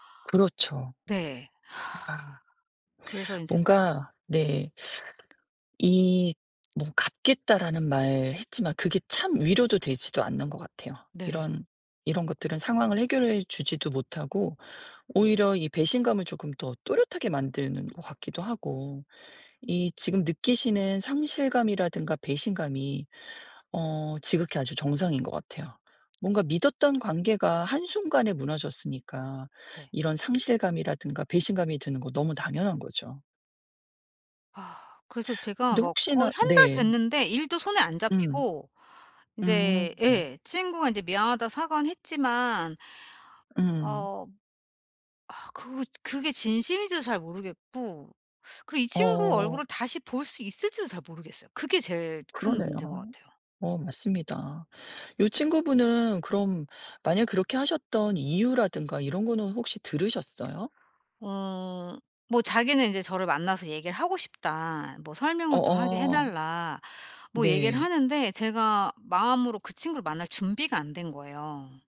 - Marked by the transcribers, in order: sigh; other background noise; tapping
- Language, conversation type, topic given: Korean, advice, 다른 사람을 다시 신뢰하려면 어디서부터 안전하게 시작해야 할까요?